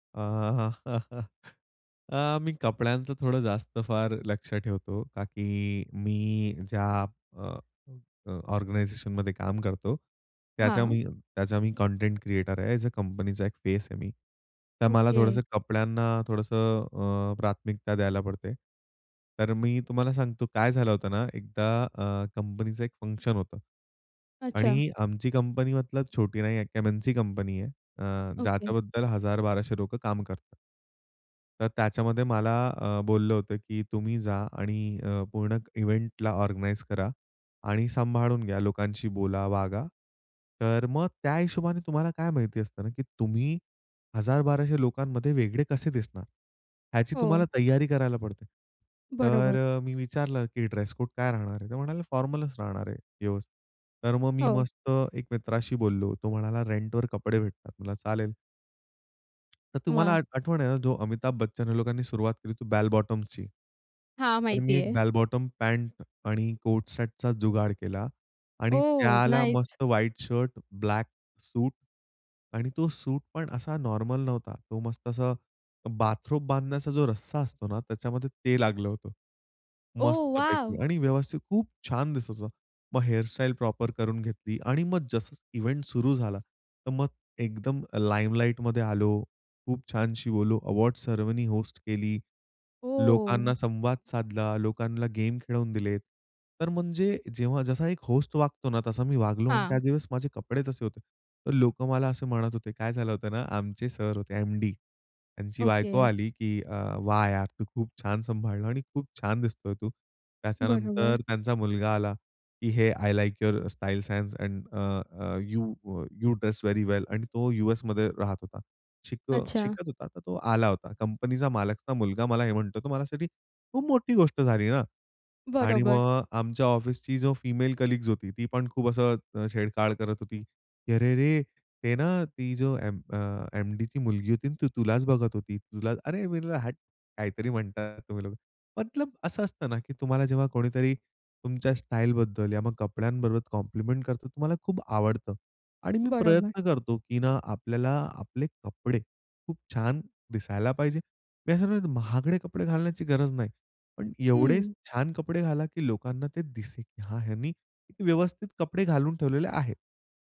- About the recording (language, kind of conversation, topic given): Marathi, podcast, कोणत्या कपड्यांमध्ये आपण सर्वांत जास्त स्वतःसारखे वाटता?
- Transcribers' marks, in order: chuckle; in English: "ऑर्गनायझेशनमध्ये"; in English: "एज ए"; in English: "फंक्शन"; in English: "इव्हेंटला ऑर्गनाइज"; in Hindi: "तैयारी"; other background noise; in English: "ड्रेस कोड"; in English: "फॉर्मलच"; tapping; "बॅल" said as "बेल"; "बॅल" said as "बेल"; in English: "नाईस!"; in English: "नॉर्मल"; in English: "बाथरोब"; anticipating: "ओह वॉव!"; in English: "प्रॉपर"; in English: "इव्हेंट"; in English: "लाइमलाइटमध्ये"; in English: "अवॉर्ड सेरेमनी होस्ट"; in English: "होस्ट"; in English: "हे! आय लाइक यूर स्टाइल-सेन्स अँड"; in English: "यू यू ड्रेस वेरी वेल"; in English: "फिमेल कलीग्स"; in English: "कॉम्प्लिमेंट"